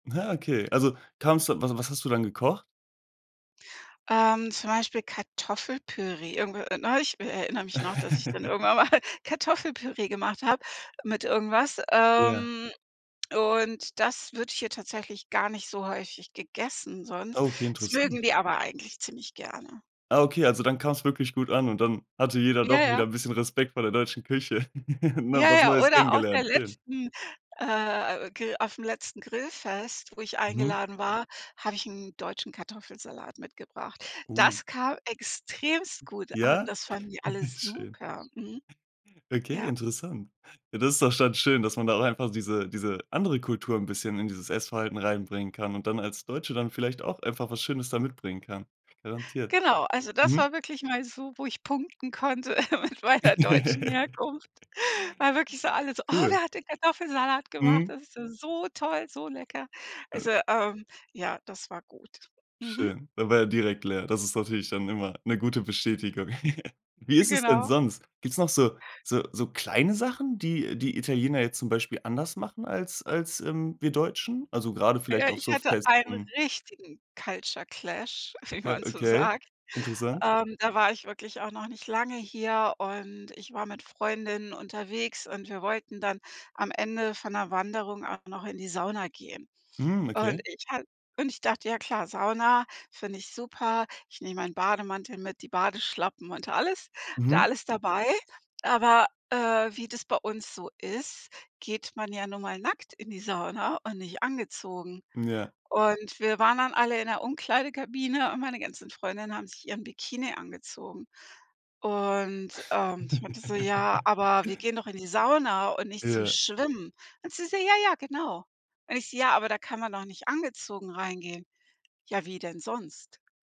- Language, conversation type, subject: German, podcast, Wie integrierst du Traditionen aus zwei Kulturen in dein Leben?
- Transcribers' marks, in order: laugh; laughing while speaking: "irgendwann mal"; drawn out: "ähm"; giggle; "extrem" said as "extremst"; chuckle; joyful: "super"; giggle; laughing while speaking: "mit meiner"; giggle; joyful: "Oh, wer hat denn Kartoffelsalat … toll, so lecker"; giggle; stressed: "richtigen"; laughing while speaking: "wie man"; laugh; put-on voice: "Ja, ja"